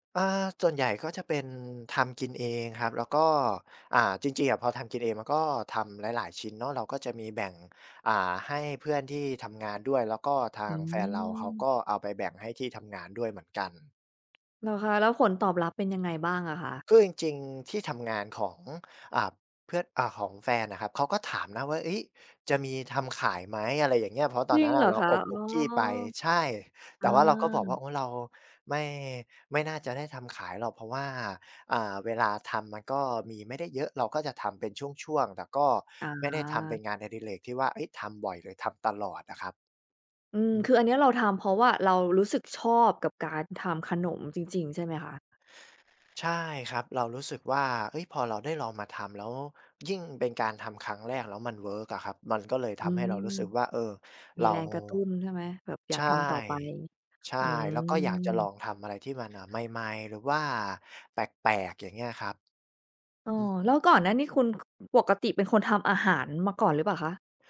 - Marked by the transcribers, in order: other background noise
- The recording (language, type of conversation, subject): Thai, podcast, งานอดิเรกอะไรที่คุณอยากแนะนำให้คนอื่นลองทำดู?